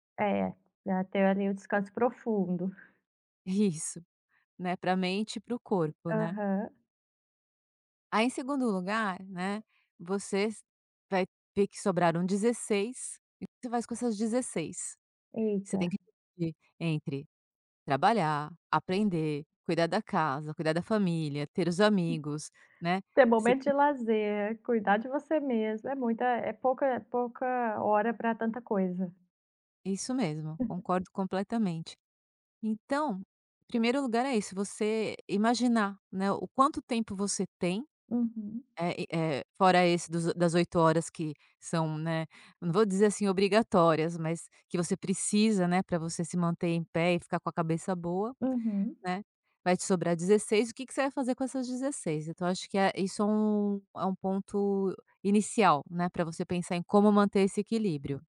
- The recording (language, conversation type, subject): Portuguese, podcast, Como você mantém equilíbrio entre aprender e descansar?
- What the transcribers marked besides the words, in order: other background noise; chuckle; chuckle